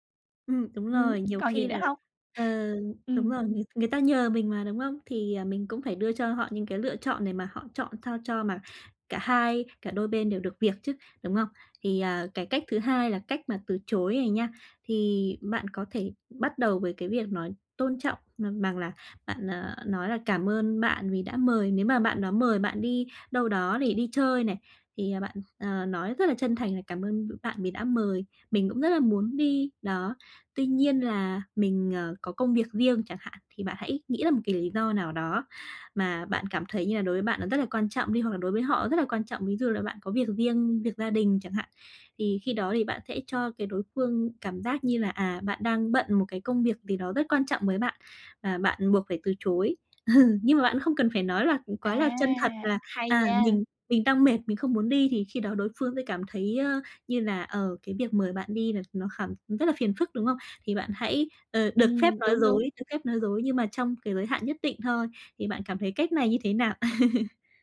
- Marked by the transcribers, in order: other background noise; tapping; other noise; chuckle; laugh
- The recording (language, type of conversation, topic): Vietnamese, advice, Làm thế nào để lịch sự từ chối lời mời?